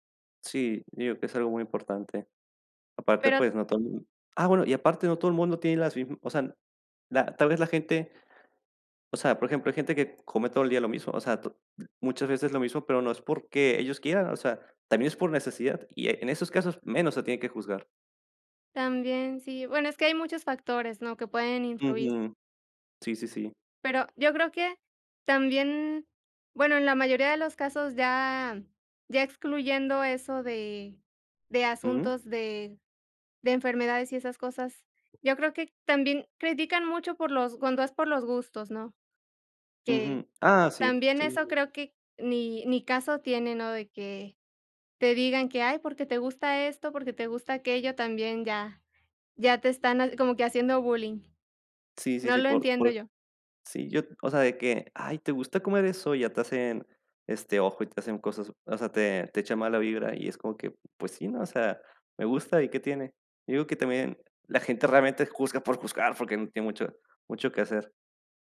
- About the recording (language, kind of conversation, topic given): Spanish, unstructured, ¿Crees que las personas juzgan a otros por lo que comen?
- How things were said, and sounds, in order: other noise; other background noise